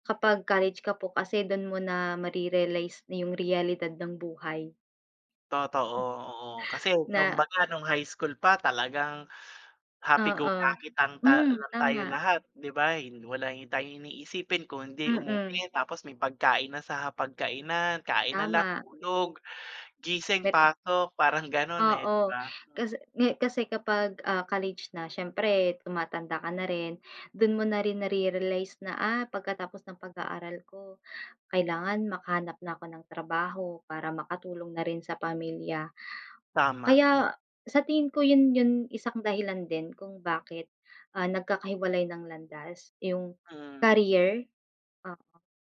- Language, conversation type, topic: Filipino, unstructured, Ano ang mga alaala mo tungkol sa mga dati mong kaibigan na hindi mo na nakikita?
- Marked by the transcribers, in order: none